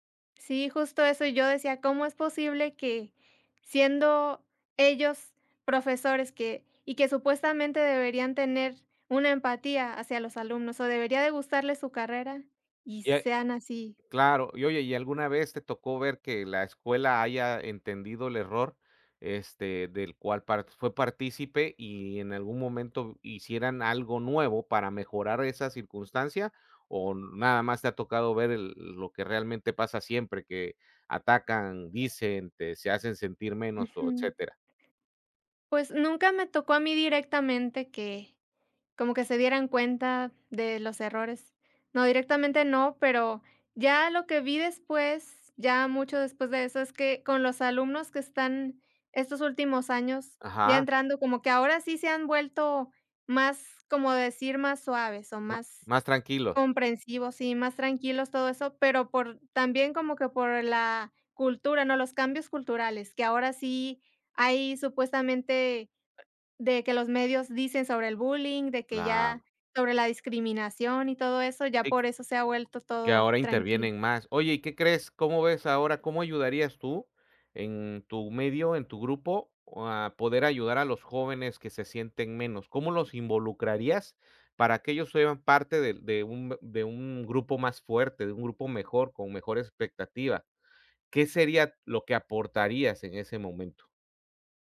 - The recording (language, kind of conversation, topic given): Spanish, unstructured, ¿Alguna vez has sentido que la escuela te hizo sentir menos por tus errores?
- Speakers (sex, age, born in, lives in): female, 30-34, Mexico, Mexico; male, 45-49, Mexico, Mexico
- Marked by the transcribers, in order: unintelligible speech